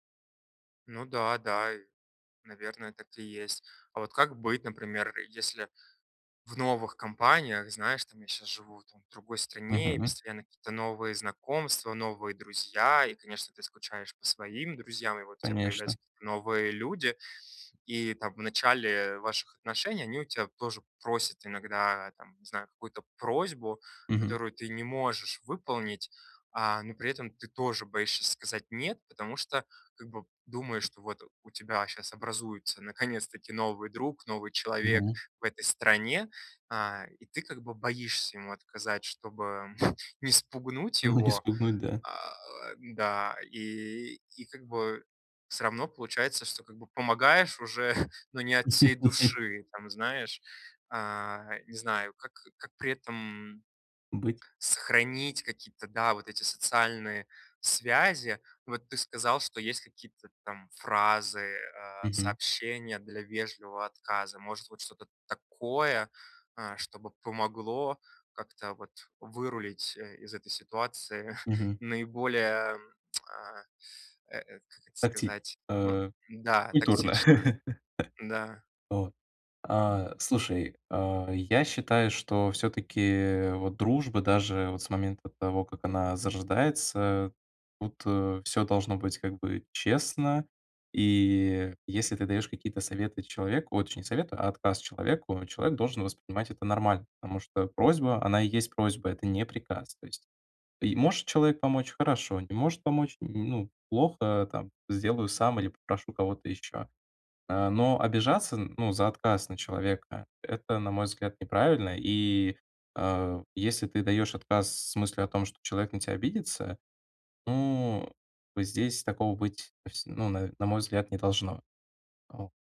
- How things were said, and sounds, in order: laughing while speaking: "Ну"; chuckle; chuckle; chuckle; chuckle; lip smack; chuckle
- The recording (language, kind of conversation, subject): Russian, advice, Как научиться говорить «нет», сохраняя отношения и личные границы в группе?